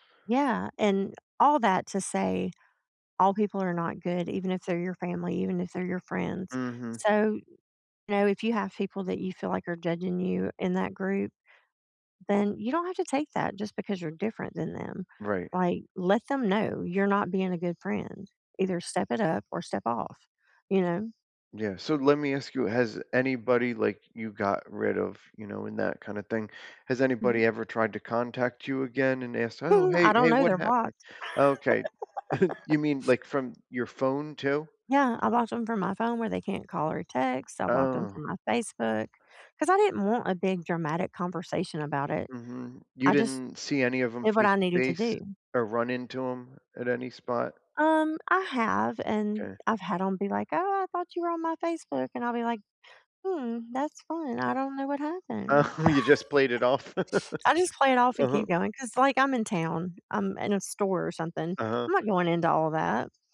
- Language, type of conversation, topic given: English, unstructured, How can I respond when people judge me for anxiety or depression?
- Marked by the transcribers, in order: chuckle; laugh; laughing while speaking: "Oh"; laugh